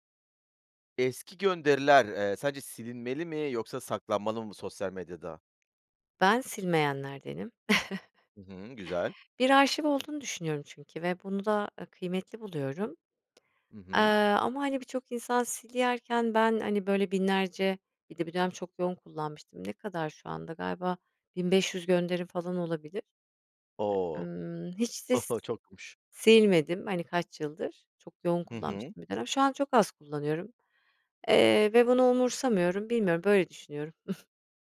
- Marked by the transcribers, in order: chuckle; chuckle
- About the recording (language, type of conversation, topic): Turkish, podcast, Eski gönderileri silmeli miyiz yoksa saklamalı mıyız?